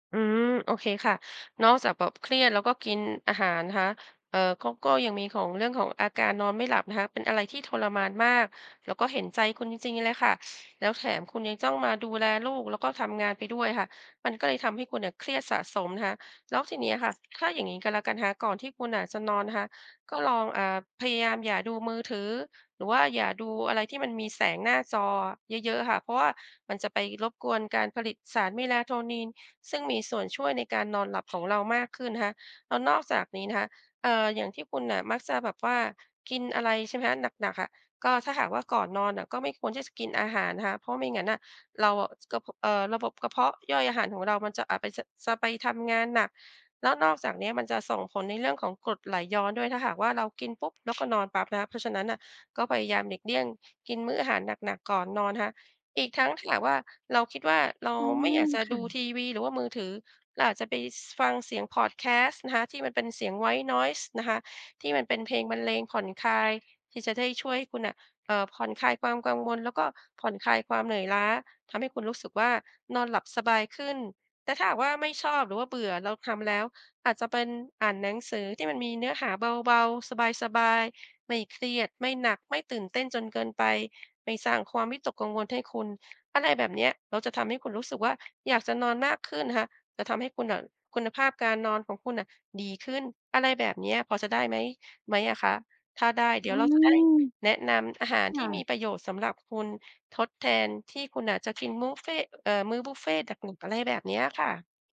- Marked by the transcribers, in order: other background noise; tapping; in English: "white noise"; background speech
- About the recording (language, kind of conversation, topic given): Thai, advice, ฉันควรทำอย่างไรเมื่อเครียดแล้วกินมากจนควบคุมตัวเองไม่ได้?